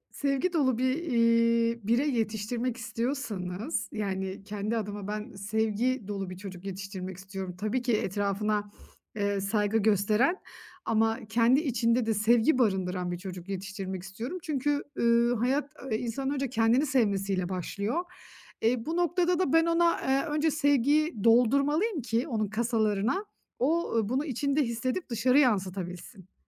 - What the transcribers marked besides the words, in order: tapping
- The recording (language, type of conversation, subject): Turkish, podcast, Hafta sonu aile rutinleriniz genelde nasıl şekillenir?